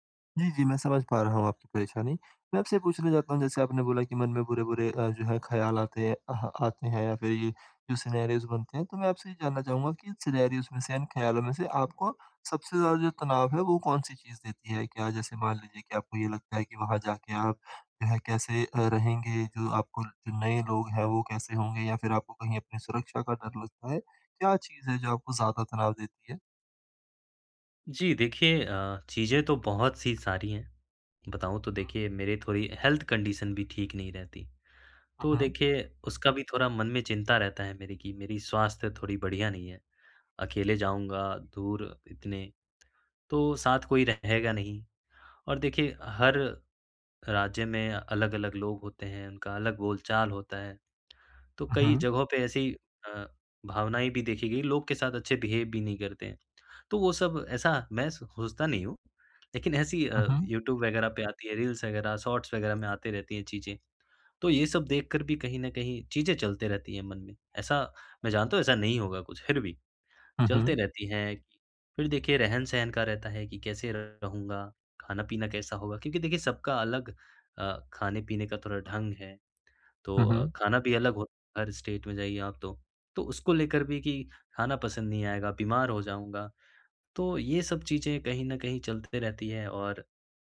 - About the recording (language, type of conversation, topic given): Hindi, advice, यात्रा से पहले तनाव कैसे कम करें और मानसिक रूप से कैसे तैयार रहें?
- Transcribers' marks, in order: in English: "सिनेरियोस"; in English: "सिनेरियोस"; in English: "हेल्थ कंडीशन"; lip smack; in English: "बिहेव"; in English: "रील्स"; in English: "शॉर्ट्स"; tapping; in English: "स्टेट"